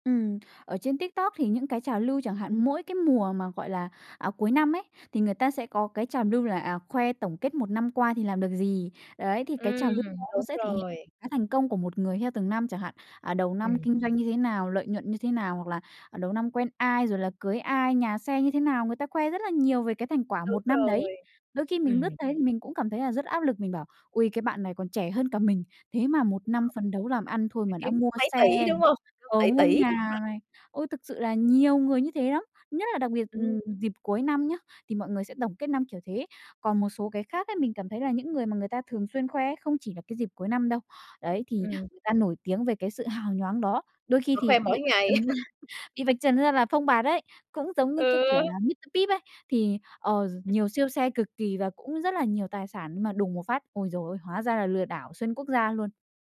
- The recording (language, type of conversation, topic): Vietnamese, podcast, Bạn nghĩ sao về các trào lưu trên mạng xã hội gần đây?
- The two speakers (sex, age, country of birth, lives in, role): female, 20-24, Vietnam, Vietnam, guest; female, 35-39, Vietnam, Germany, host
- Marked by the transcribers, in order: tapping; unintelligible speech; unintelligible speech; laugh; laughing while speaking: "ra"